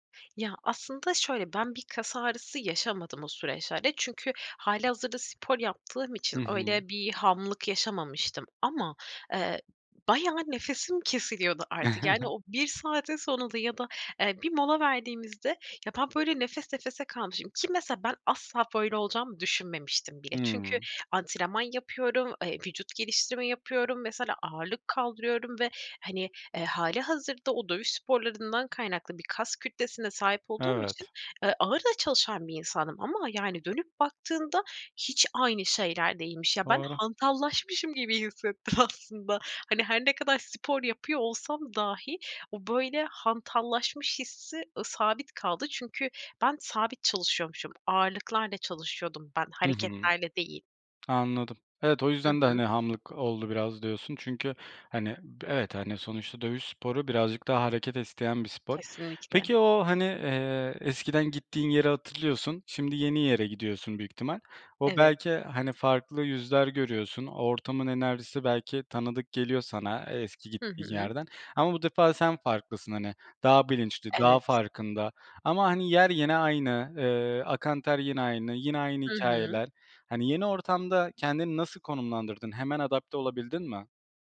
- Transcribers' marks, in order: chuckle; other background noise; laughing while speaking: "aslında"; "dahi" said as "dâhi"
- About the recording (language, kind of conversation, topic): Turkish, podcast, Eski bir hobinizi yeniden keşfetmeye nasıl başladınız, hikâyeniz nedir?